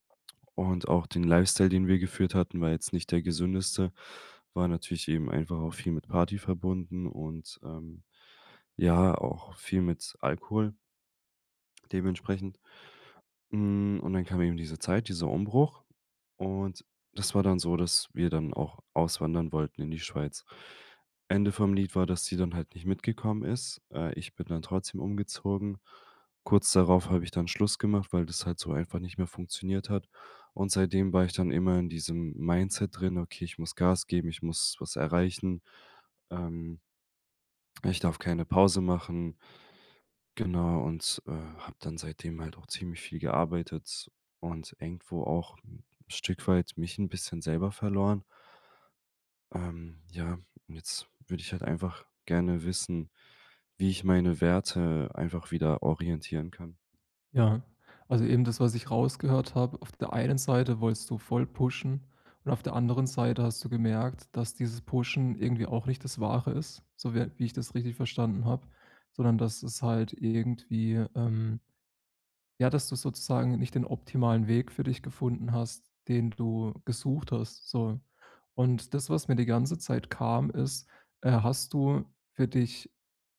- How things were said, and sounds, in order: in English: "pushen"; in English: "Pushen"
- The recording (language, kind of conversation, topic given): German, advice, Wie finde ich heraus, welche Werte mir wirklich wichtig sind?